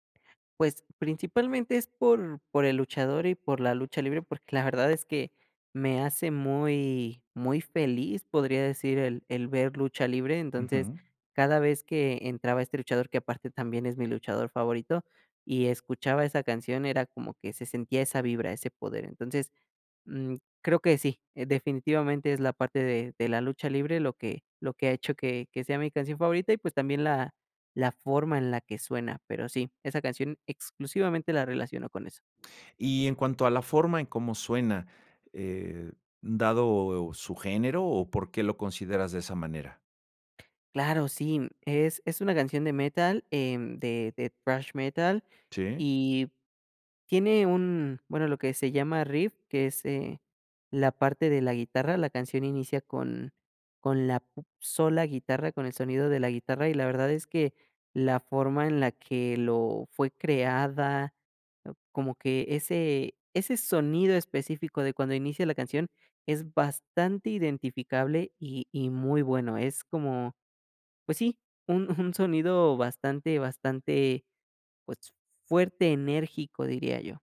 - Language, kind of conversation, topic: Spanish, podcast, ¿Cuál es tu canción favorita y por qué?
- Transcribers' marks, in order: other noise; in English: "riff"; chuckle